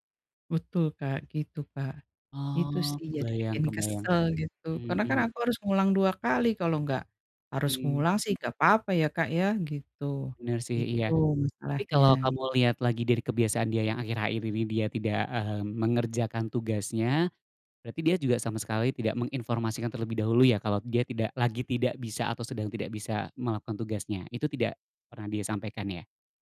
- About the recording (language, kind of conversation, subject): Indonesian, advice, Bagaimana cara mengatasi pertengkaran yang sering terjadi dengan pasangan tentang pembagian tugas rumah tangga?
- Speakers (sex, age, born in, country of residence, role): female, 45-49, Indonesia, Indonesia, user; male, 35-39, Indonesia, Indonesia, advisor
- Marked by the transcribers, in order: none